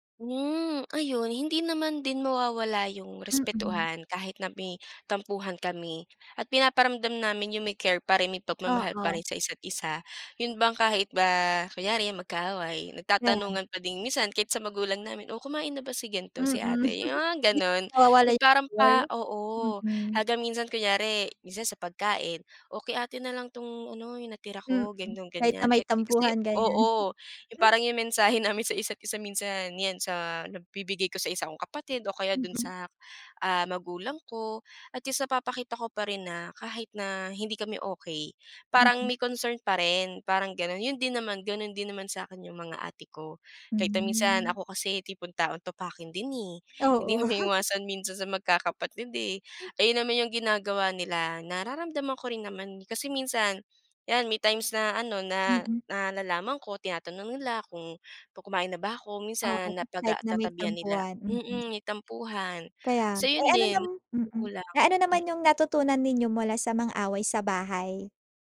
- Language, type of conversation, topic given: Filipino, podcast, Paano ninyo nilulutas ang mga alitan sa bahay?
- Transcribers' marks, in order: chuckle; chuckle; laughing while speaking: "namin sa isa't isa"; chuckle